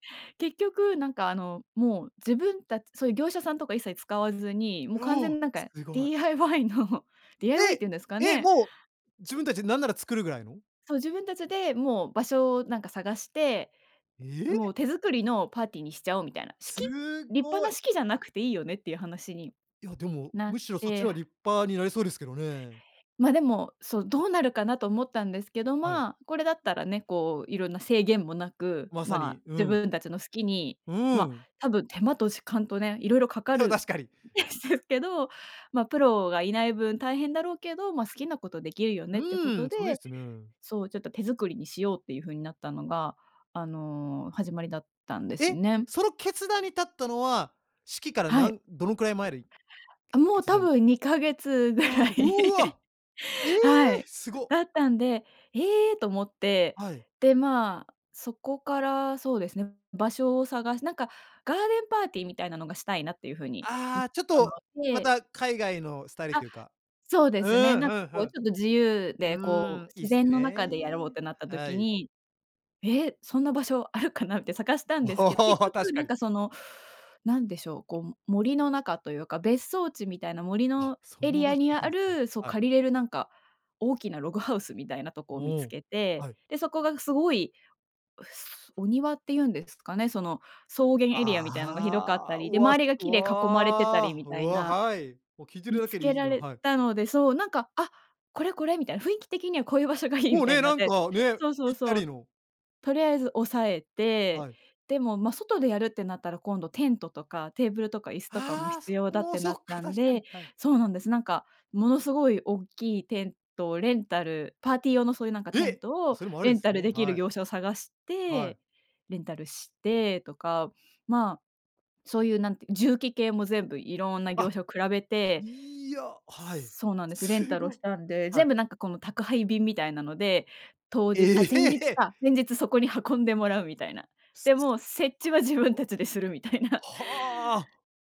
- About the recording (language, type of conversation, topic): Japanese, podcast, 家族との思い出で一番心に残っていることは？
- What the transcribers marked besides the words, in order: laughing while speaking: "DIYの"; laughing while speaking: "ですけど"; laughing while speaking: "あもう多分 にかげつ ぐらい"; laughing while speaking: "おお"; laughing while speaking: "ええ！"; laughing while speaking: "みたいな"